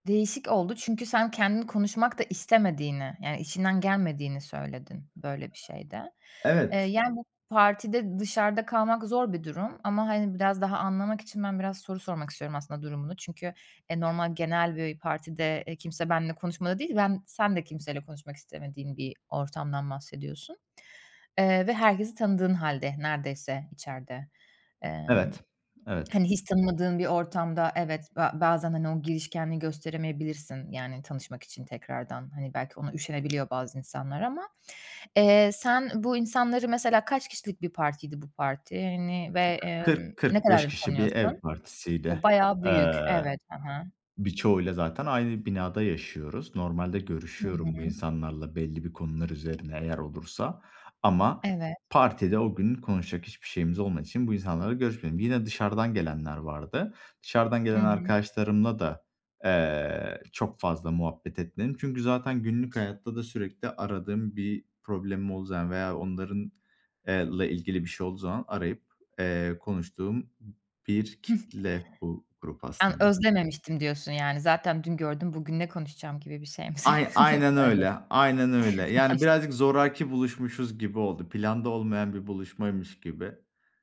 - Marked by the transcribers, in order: other background noise; tapping; chuckle; laughing while speaking: "söy söyle"; chuckle
- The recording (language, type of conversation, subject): Turkish, advice, Kutlamalarda kendimi yalnız ve dışlanmış hissettiğimde ne yapmalıyım?